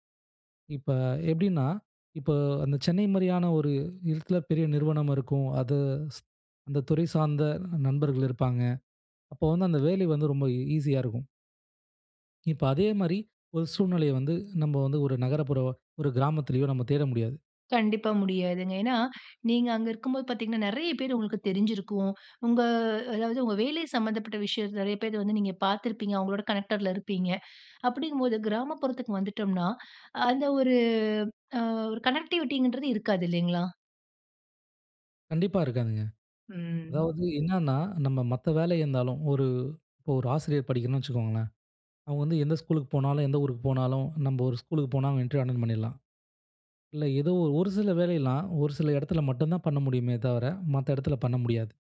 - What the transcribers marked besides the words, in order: other background noise; in English: "கனெக்டர்ல"; "கனெக்டட்ல" said as "கனெக்டர்ல"; in English: "கனெக்டிவிட்டிங்ன்றது"
- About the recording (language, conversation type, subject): Tamil, podcast, பணியில் தோல்வி ஏற்பட்டால் உங்கள் அடையாளம் பாதிக்கப்படுமா?